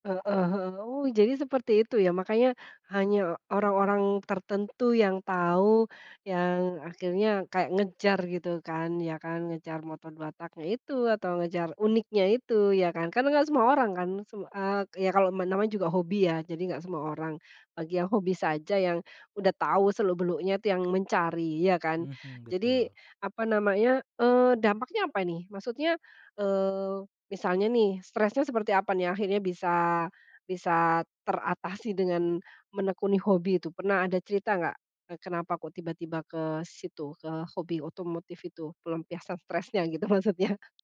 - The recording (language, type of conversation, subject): Indonesian, podcast, Bagaimana hobimu membantumu mengatasi stres?
- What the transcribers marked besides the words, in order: laughing while speaking: "gitu maksudnya?"; other background noise